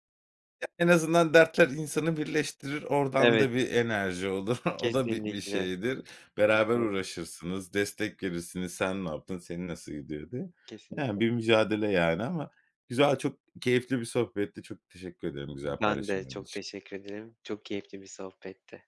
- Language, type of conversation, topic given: Turkish, podcast, Yerel dili az bildiğinde nasıl iletişim kurarsın?
- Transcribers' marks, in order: other noise; laughing while speaking: "olur"; unintelligible speech; other background noise; tapping